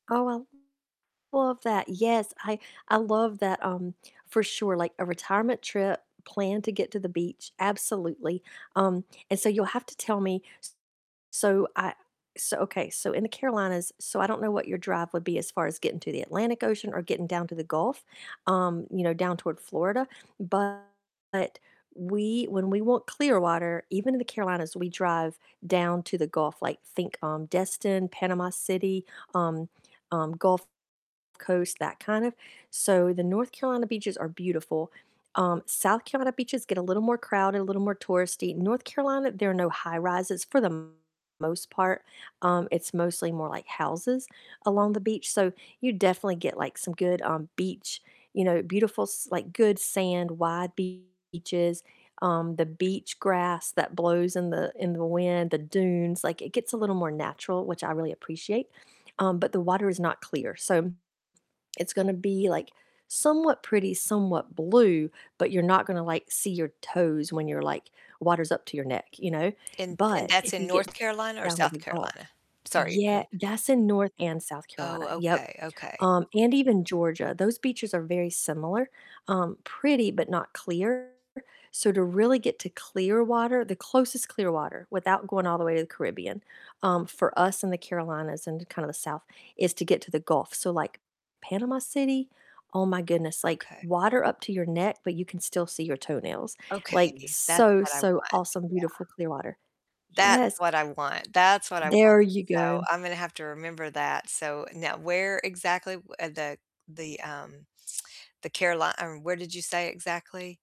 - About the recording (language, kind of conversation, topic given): English, unstructured, What place instantly feels like home to you, and why?
- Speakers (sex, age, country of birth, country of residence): female, 50-54, United States, United States; female, 60-64, United States, United States
- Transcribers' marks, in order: distorted speech; static; tapping